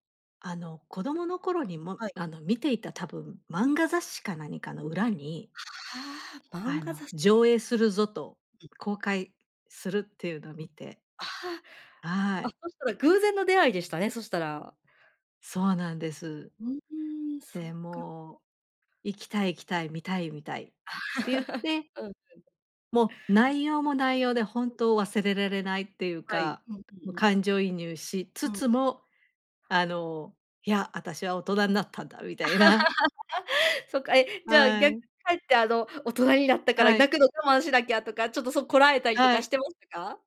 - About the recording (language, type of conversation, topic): Japanese, podcast, 映画館で忘れられない体験はありますか？
- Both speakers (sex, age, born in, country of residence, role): female, 35-39, Japan, Japan, host; female, 50-54, Japan, Japan, guest
- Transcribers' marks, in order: other noise; laugh; laugh